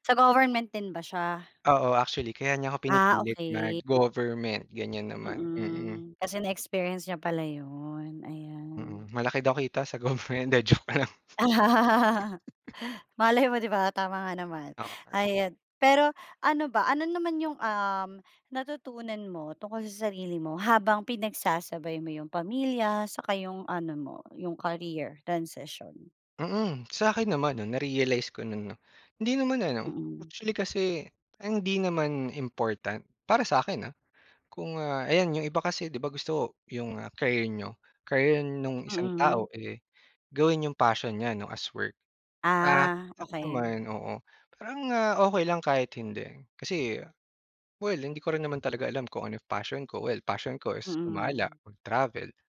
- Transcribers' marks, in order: laughing while speaking: "government. 'di joke lang"; laugh; gasp; chuckle; gasp; gasp; gasp
- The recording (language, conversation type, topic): Filipino, podcast, Paano mo napagsabay ang pamilya at paglipat ng karera?